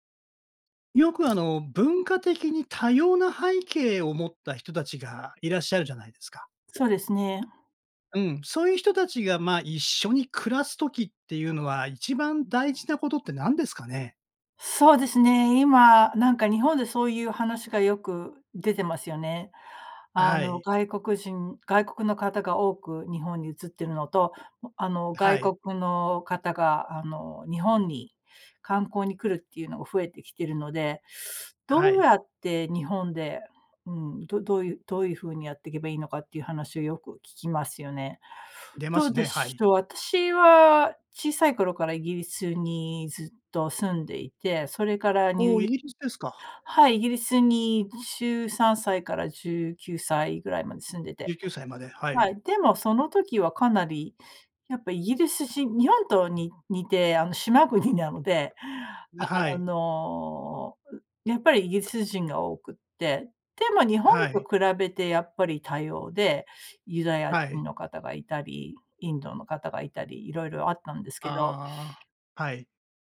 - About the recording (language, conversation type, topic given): Japanese, podcast, 多様な人が一緒に暮らすには何が大切ですか？
- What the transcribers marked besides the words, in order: other background noise